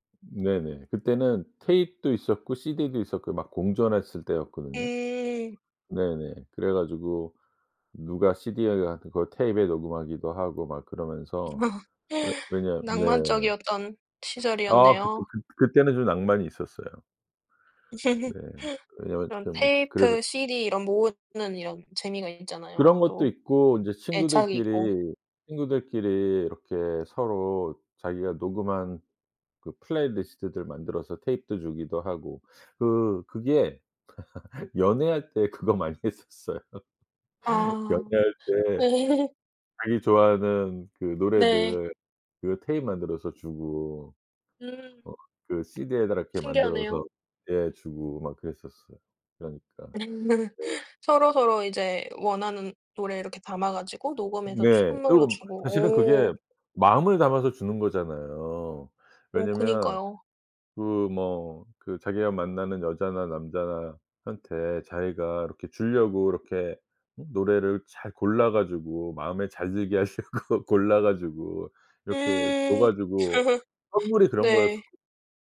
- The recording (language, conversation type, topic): Korean, podcast, 어떤 음악을 들으면 옛사랑이 생각나나요?
- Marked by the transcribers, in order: put-on voice: "tape도"; in English: "tape도"; unintelligible speech; put-on voice: "tape에"; in English: "tape에"; laugh; other background noise; laugh; put-on voice: "tape도"; in English: "tape도"; laugh; laughing while speaking: "그거 많이 했었어요"; laugh; put-on voice: "tape"; in English: "tape"; laugh; laughing while speaking: "하려고"; laugh